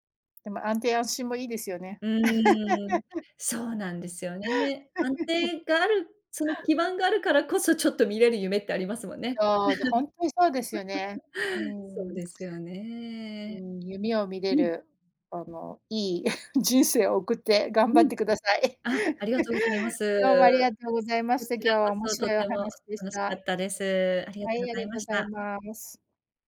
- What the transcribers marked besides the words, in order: laugh; other background noise; laugh; laugh; chuckle; laughing while speaking: "人生を送って頑張ってください"; chuckle
- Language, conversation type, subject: Japanese, unstructured, 夢が叶ったら、一番最初に何をしたいですか？